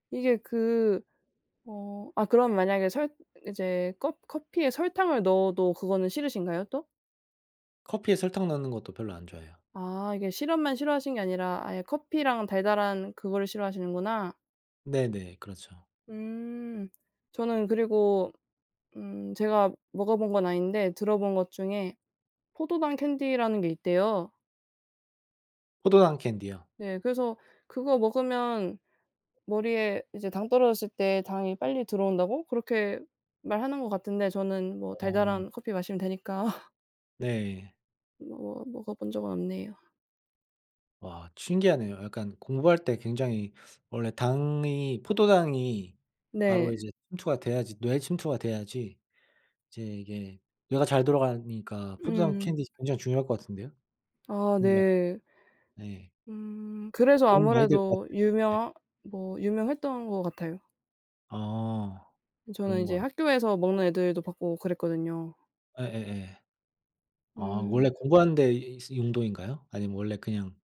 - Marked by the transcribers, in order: laugh; unintelligible speech; background speech
- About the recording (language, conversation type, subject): Korean, unstructured, 어떻게 하면 공부에 대한 흥미를 잃지 않을 수 있을까요?